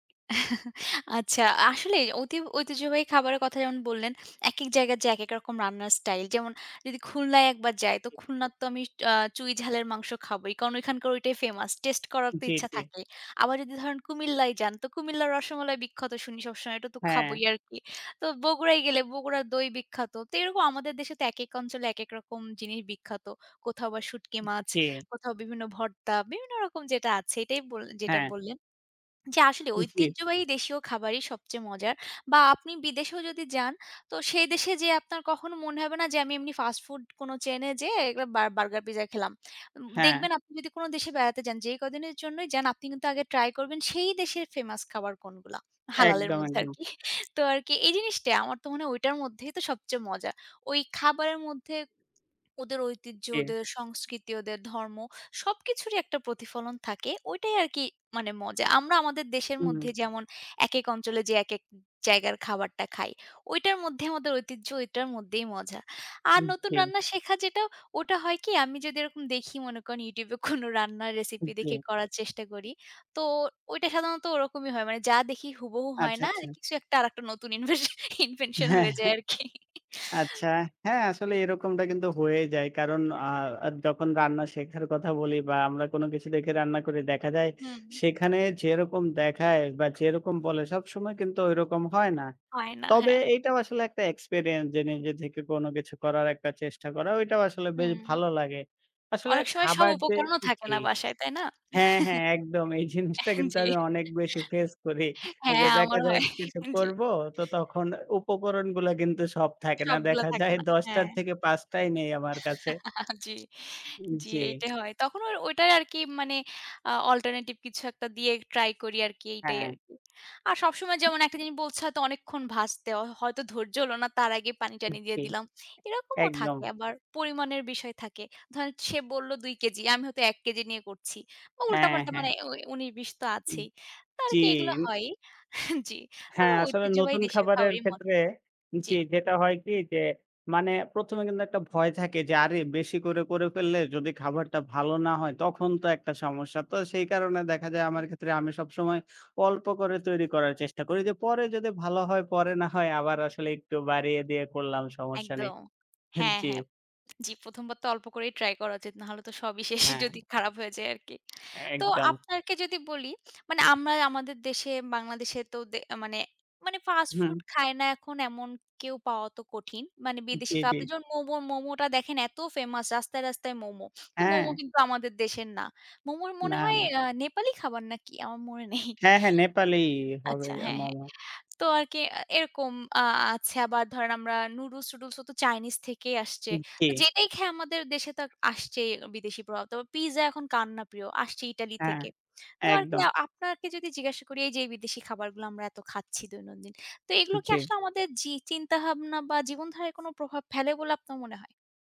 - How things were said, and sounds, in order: laugh; other background noise; laughing while speaking: "ইনভেনশন হয়ে যায় আরকি"; laugh; chuckle; laughing while speaking: "জি, হ্যাঁ, আমারও হয়, জি"; laugh; other noise
- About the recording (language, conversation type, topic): Bengali, unstructured, বিভিন্ন দেশের খাবারের মধ্যে আপনার কাছে সবচেয়ে বড় পার্থক্যটা কী বলে মনে হয়?